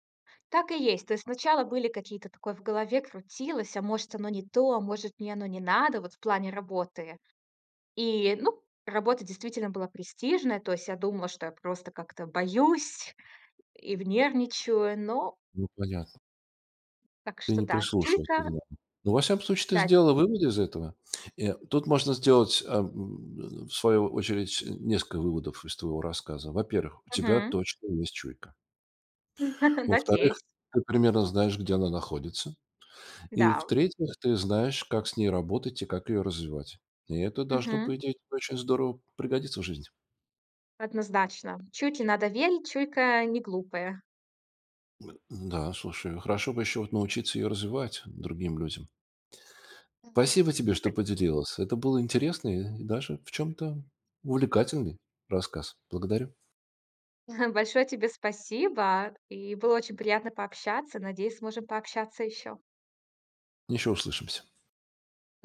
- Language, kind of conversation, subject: Russian, podcast, Как развить интуицию в повседневной жизни?
- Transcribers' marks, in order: grunt; chuckle; tapping; other noise; unintelligible speech; chuckle